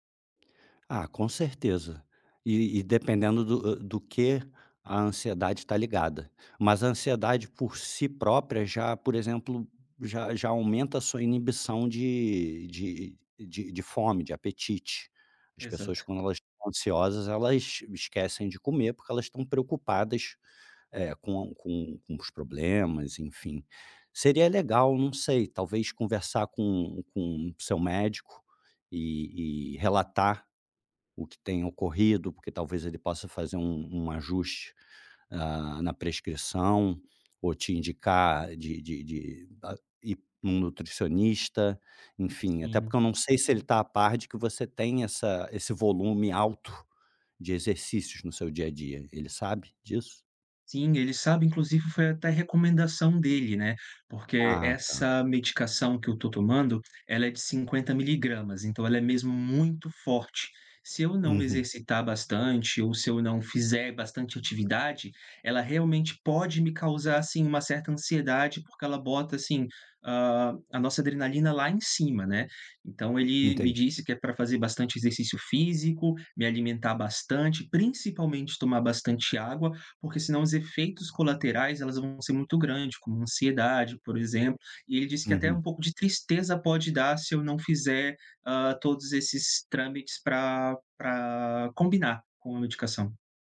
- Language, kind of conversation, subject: Portuguese, advice, Como posso manter a rotina de treinos e não desistir depois de poucas semanas?
- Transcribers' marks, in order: tapping; other background noise